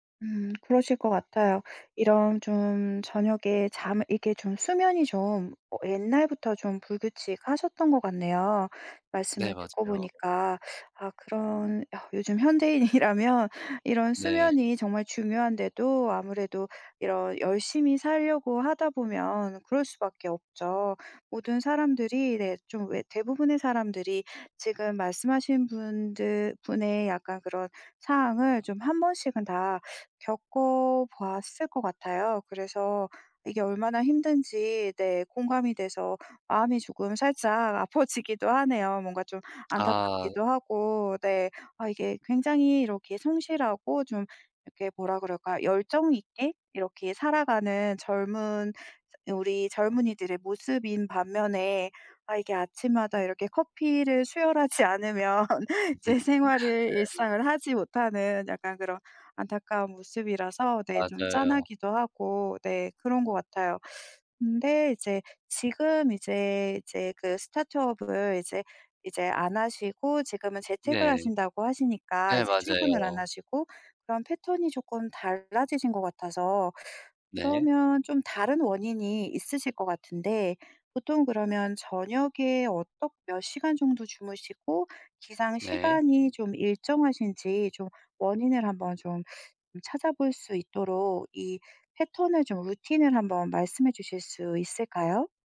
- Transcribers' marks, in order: laughing while speaking: "현대인이라면"; laughing while speaking: "아파지기도"; other background noise; laughing while speaking: "않으면"; laugh; unintelligible speech
- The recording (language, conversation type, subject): Korean, advice, 아침마다 피곤하고 개운하지 않은 이유가 무엇인가요?